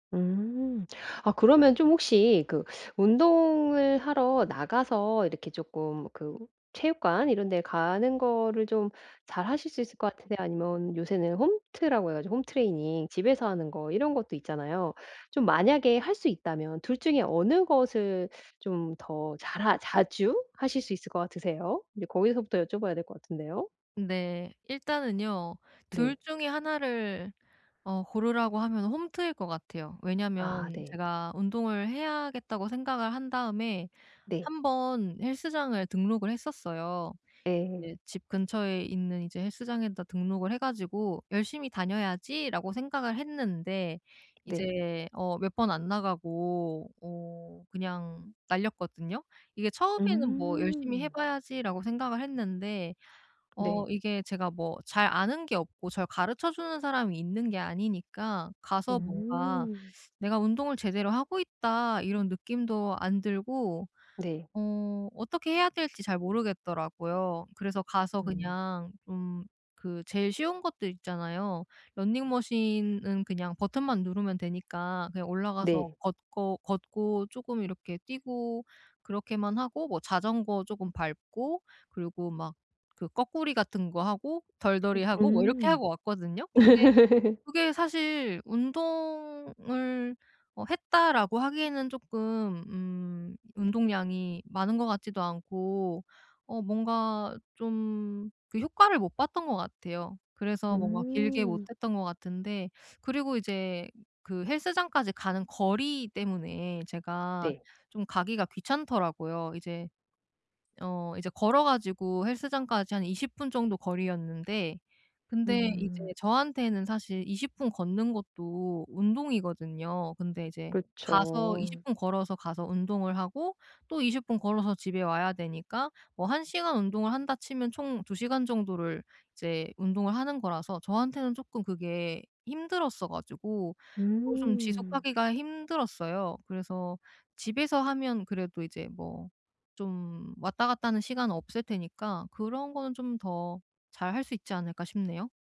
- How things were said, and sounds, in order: in English: "홈 트레이닝"; tapping; laugh
- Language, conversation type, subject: Korean, advice, 긴장을 풀고 근육을 이완하는 방법은 무엇인가요?